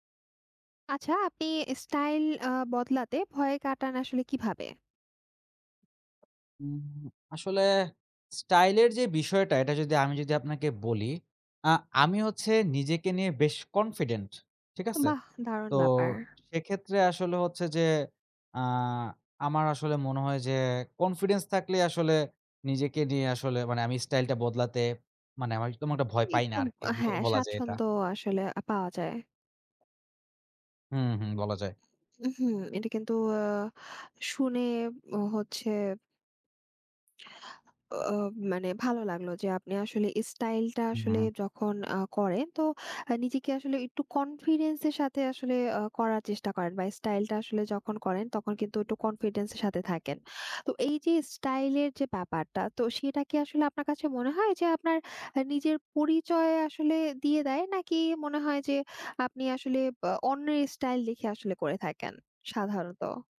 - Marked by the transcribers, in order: other background noise; tapping; "স্টাইলটা" said as "এস্টাইলটা"; "সাধারণত" said as "সাধারত"
- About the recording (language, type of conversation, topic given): Bengali, podcast, স্টাইল বদলানোর ভয় কীভাবে কাটিয়ে উঠবেন?